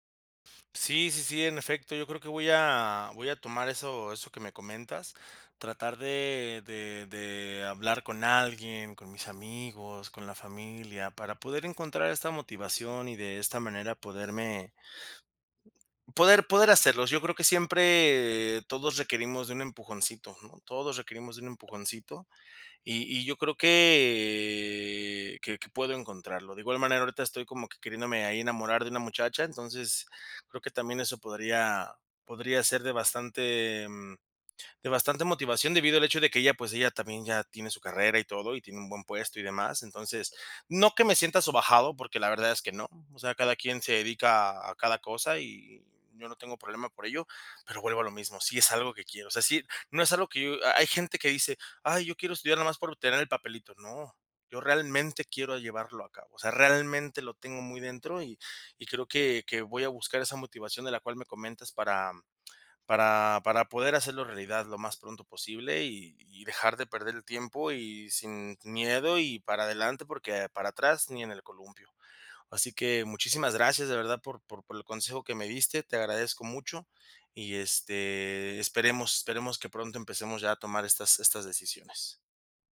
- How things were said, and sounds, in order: drawn out: "que"
- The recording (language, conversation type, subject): Spanish, advice, ¿Cómo puedo aclarar mis metas profesionales y saber por dónde empezar?